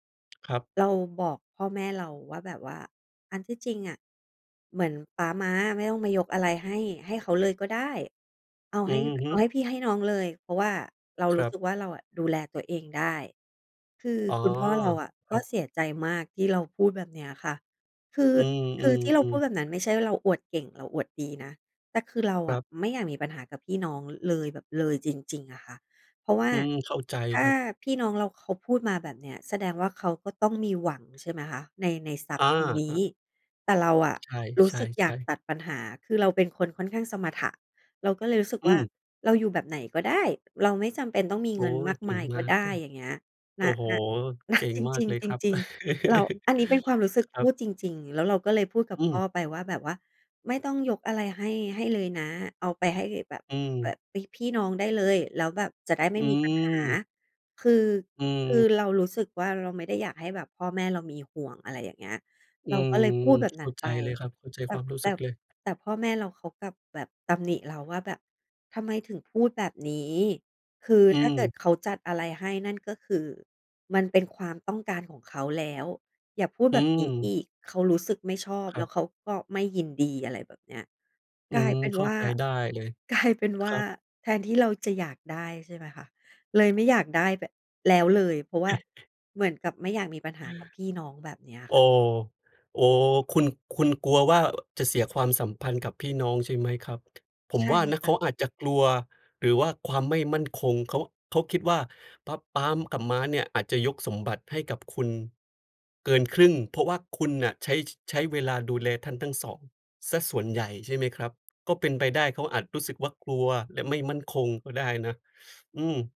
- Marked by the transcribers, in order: tapping; chuckle; chuckle
- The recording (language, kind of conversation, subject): Thai, advice, คุณควรจัดการความขัดแย้งกับพี่น้องเรื่องมรดกหรือทรัพย์สินครอบครัวอย่างไร?